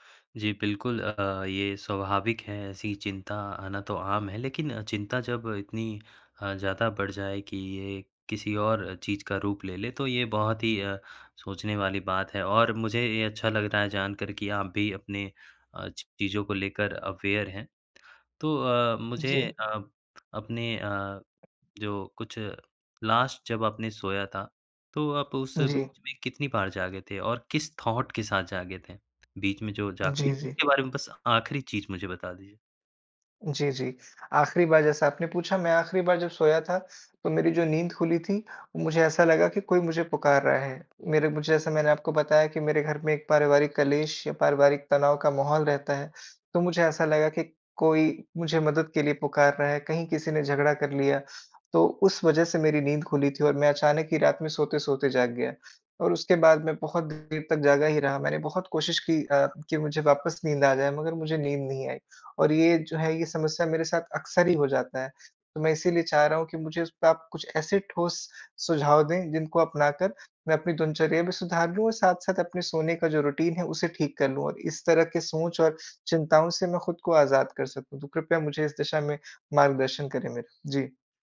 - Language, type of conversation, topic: Hindi, advice, क्या ज़्यादा सोचने और चिंता की वजह से आपको नींद नहीं आती है?
- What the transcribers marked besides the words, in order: in English: "अवेयर"; in English: "लास्ट"; in English: "थॉट"; tapping; in English: "रूटीन"